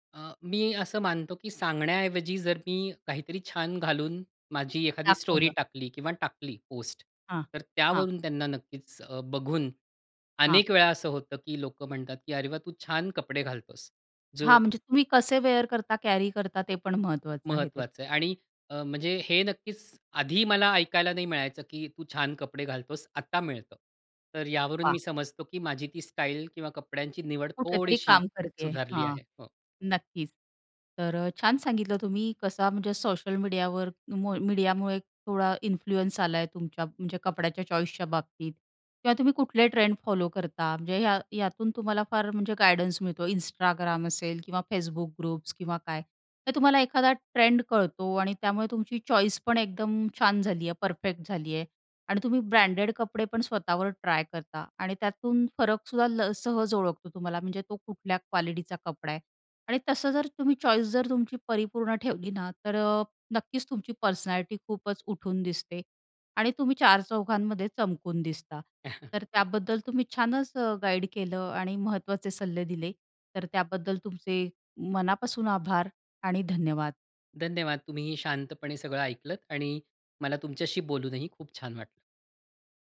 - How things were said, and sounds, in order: in English: "स्टोरी"; in English: "कॅरी"; in English: "इन्फ्लुअन्स"; in English: "चॉईसच्या"; in English: "ग्रुप्स"; in English: "चॉईस"; in English: "क्वालिटीचा"; in English: "चॉईस"; in English: "पर्सनॅलिटी"; chuckle
- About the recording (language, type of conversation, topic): Marathi, podcast, सामाजिक माध्यमांमुळे तुमची कपड्यांची पसंती बदलली आहे का?